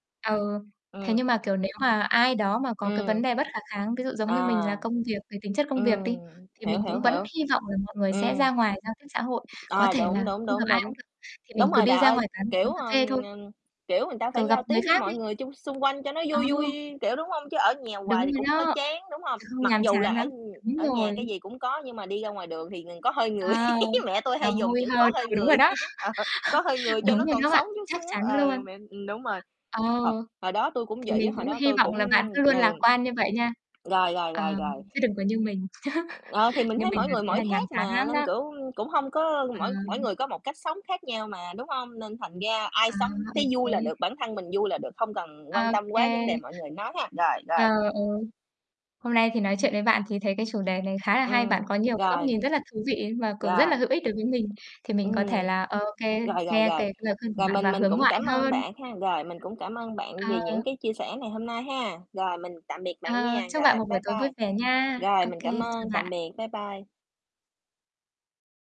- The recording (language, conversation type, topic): Vietnamese, unstructured, Bạn nghĩ sao về việc mọi người ngày càng ít gặp nhau trực tiếp hơn?
- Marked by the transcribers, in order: distorted speech; static; other background noise; tapping; laugh; laugh; laughing while speaking: "ờ"; chuckle; other noise; chuckle